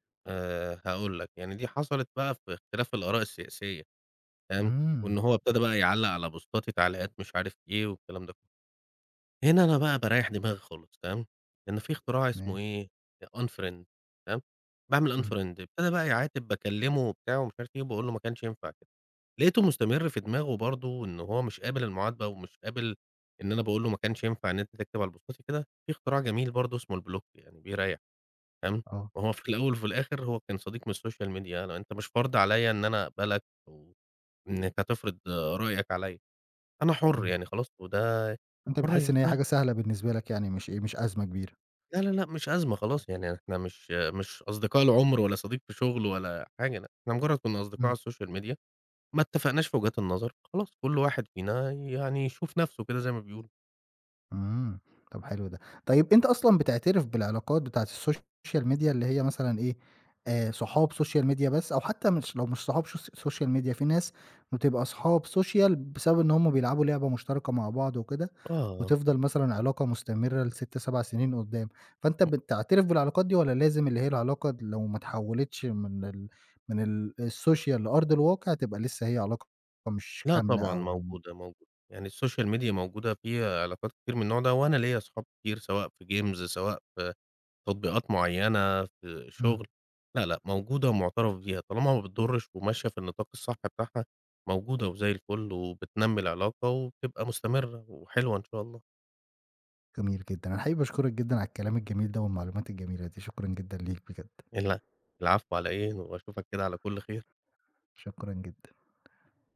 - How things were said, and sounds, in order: in English: "بوستاتي"; in English: "Unfriend"; in English: "Unfriend"; in English: "بوستاتي"; in English: "الBlock"; in English: "الSocial Media"; in English: "الSocial Media"; in English: "الSocial Media"; in English: "Social Media"; in English: "So Social Media"; in English: "Social"; in English: "الSocial"; in English: "الSocial Media"; in English: "Games"
- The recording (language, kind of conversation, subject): Arabic, podcast, إزاي بتنمّي علاقاتك في زمن السوشيال ميديا؟